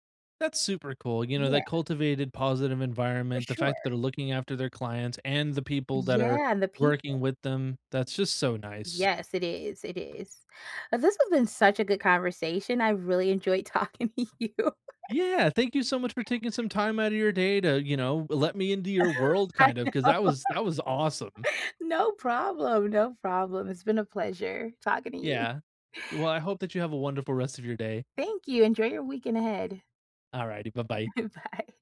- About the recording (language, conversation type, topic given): English, unstructured, How do you feel about being expected to work unpaid overtime?
- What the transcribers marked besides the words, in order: other background noise; laughing while speaking: "talking to you"; laugh; laugh; laughing while speaking: "I know"; laugh; chuckle; laughing while speaking: "Bye"